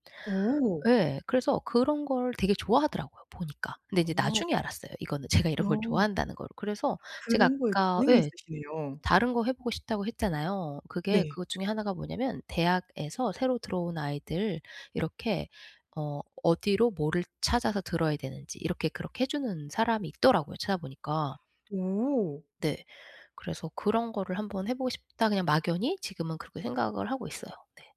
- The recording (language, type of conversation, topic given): Korean, advice, 내 삶에 맞게 성공의 기준을 어떻게 재정의할 수 있을까요?
- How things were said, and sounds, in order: other background noise; laughing while speaking: "제가"